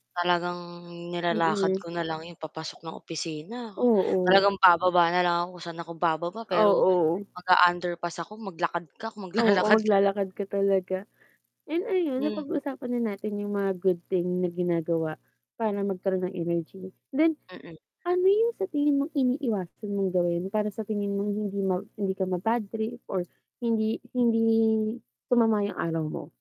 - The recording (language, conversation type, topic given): Filipino, unstructured, Ano ang ginagawa mo para simulan ang araw nang masigla?
- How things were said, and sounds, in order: static; distorted speech; laughing while speaking: "maglalakad ka"